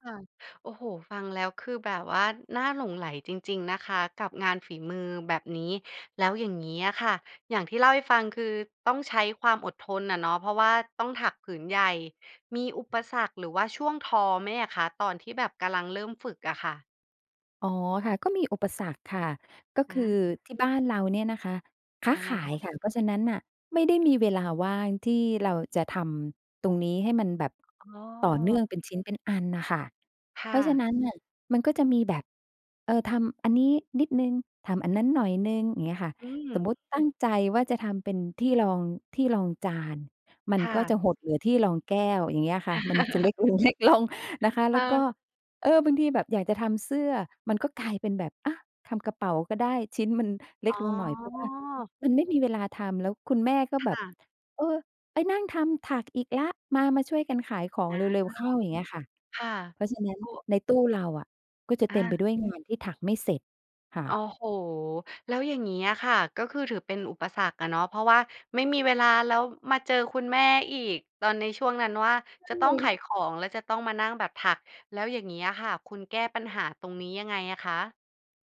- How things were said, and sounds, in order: other background noise; tapping; chuckle; laughing while speaking: "เล็กลง ๆ"; drawn out: "อ๋อ"
- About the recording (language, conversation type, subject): Thai, podcast, งานอดิเรกที่คุณหลงใหลมากที่สุดคืออะไร และเล่าให้ฟังหน่อยได้ไหม?